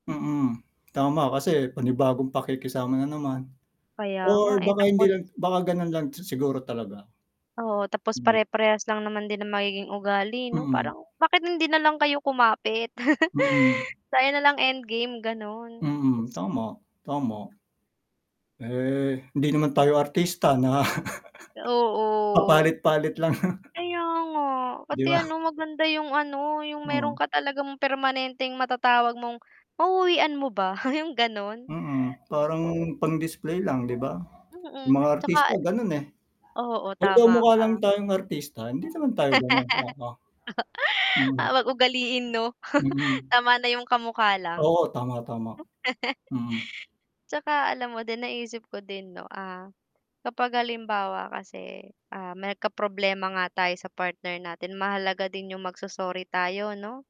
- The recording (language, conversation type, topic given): Filipino, unstructured, Ano ang pinakamahalaga sa isang relasyon upang magtagal ito?
- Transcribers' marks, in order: static; chuckle; chuckle; drawn out: "Oo"; chuckle; scoff; laughing while speaking: "yung"; dog barking; tapping; laugh; chuckle; distorted speech; chuckle